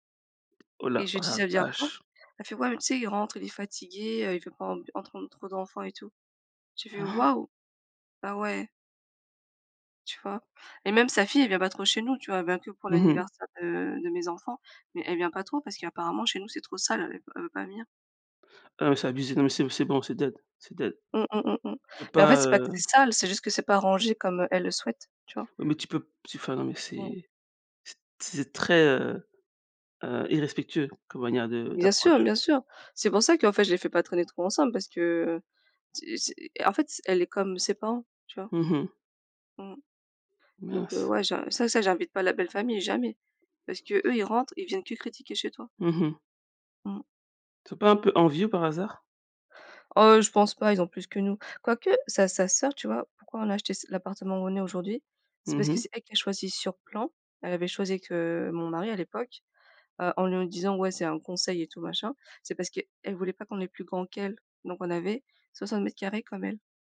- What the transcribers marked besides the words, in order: tapping; stressed: "vache"; "entendre" said as "entrendre"; gasp; stressed: "Waouh"; in English: "dead"; in English: "dead"; other background noise
- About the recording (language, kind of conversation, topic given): French, unstructured, Comment décrirais-tu ta relation avec ta famille ?